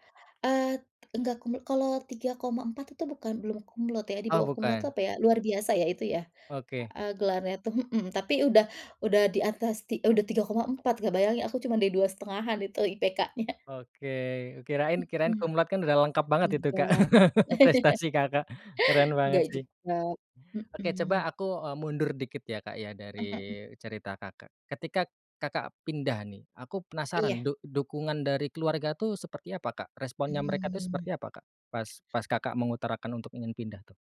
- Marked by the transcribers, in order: chuckle; chuckle; other background noise
- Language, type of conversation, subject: Indonesian, podcast, Pernahkah kamu mengalami momen kegagalan yang justru membuka peluang baru?